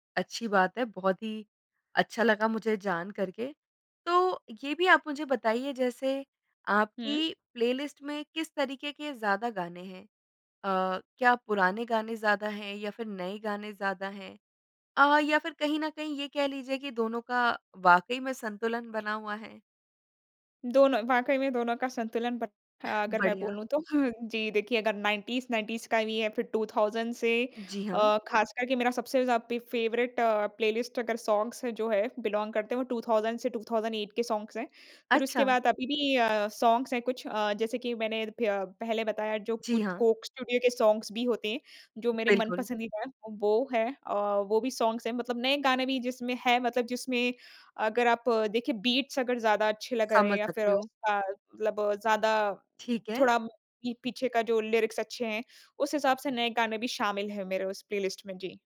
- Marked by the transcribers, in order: tapping; in English: "बट"; chuckle; in English: "नाइंटीज़ नाइंटीज़"; in English: "टू थाउज़ंड"; in English: "फ़ेवरेट"; in English: "सॉन्ग्स"; in English: "बिलोंग"; in English: "टू थाउज़ंड"; in English: "टू थाउज़ंड ऐट"; in English: "सॉन्ग्स"; in English: "सॉन्ग्स"; in English: "सॉन्ग्स"; in English: "सॉन्ग्स"; in English: "बीट्स"; in English: "लिरिक्स"
- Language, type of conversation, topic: Hindi, podcast, साझा प्लेलिस्ट में पुराने और नए गानों का संतुलन कैसे रखते हैं?